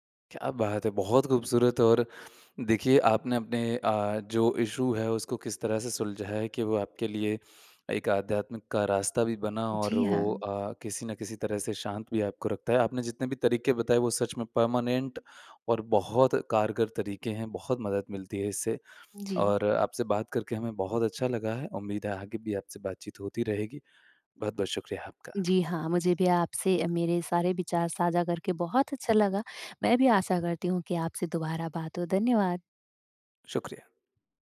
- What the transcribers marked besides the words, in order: in English: "इशू"; in English: "परमानेंट"
- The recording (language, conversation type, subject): Hindi, podcast, तनाव होने पर आप सबसे पहला कदम क्या उठाते हैं?